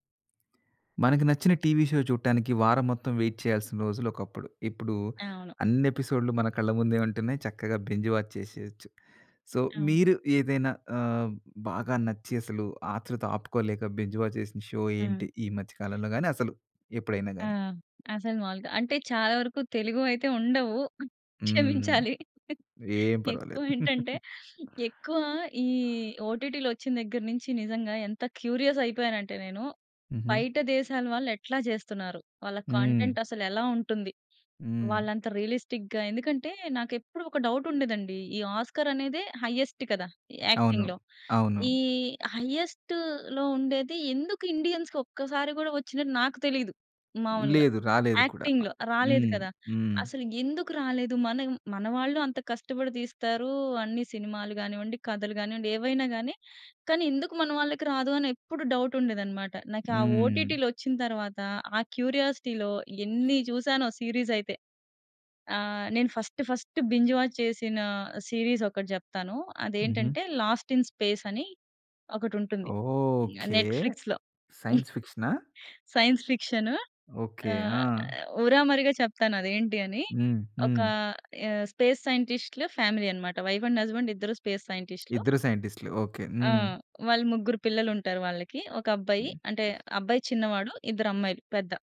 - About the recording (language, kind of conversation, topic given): Telugu, podcast, ఇప్పటివరకు మీరు బింగే చేసి చూసిన ధారావాహిక ఏది, ఎందుకు?
- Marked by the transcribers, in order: in English: "టీవీ షో"; in English: "వెయిట్"; tapping; in English: "బింజ్ వాచ్"; in English: "సో"; in English: "బింజ్ వాచ్"; in English: "షో"; laugh; laugh; in English: "క్యూరియస్"; in English: "కంటెంట్"; in English: "రియలిస్టిక్‌గా"; in English: "డౌట్"; in English: "ఆస్కార్"; in English: "హైఎస్ట్"; in English: "యాక్టింగ్‌లో"; other background noise; in English: "హైఎస్ట్‌లో"; in English: "యాక్టింగ్‌లో"; in English: "డౌట్"; in English: "క్యూరియాసిటీ‌లో"; in English: "సీరీస్"; in English: "ఫస్ట్, ఫస్ట్ బింజ్ వాచ్"; in English: "సీరీస్"; in English: "నెట్‌ఫ్లిక్స్‌లో. సైన్స్"; chuckle; in English: "స్పేస్"; in English: "ఫ్యామిలీ"; in English: "వైఫ్ అండ్ హస్బాండ్"; in English: "స్పేస్"